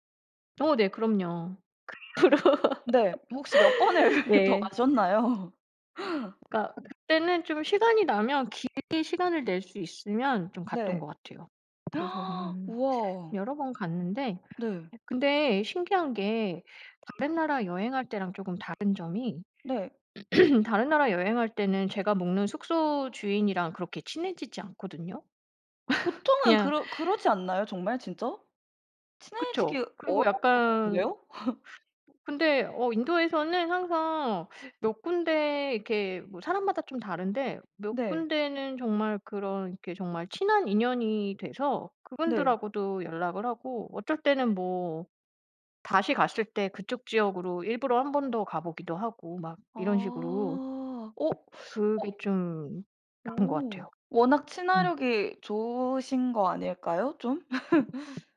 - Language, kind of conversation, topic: Korean, podcast, 여행이 당신의 삶에 어떤 영향을 주었다고 느끼시나요?
- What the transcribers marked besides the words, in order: laughing while speaking: "그 이후로"; laughing while speaking: "몇 번을 더 가셨나요?"; laugh; gasp; other background noise; throat clearing; laugh; laugh; teeth sucking; laugh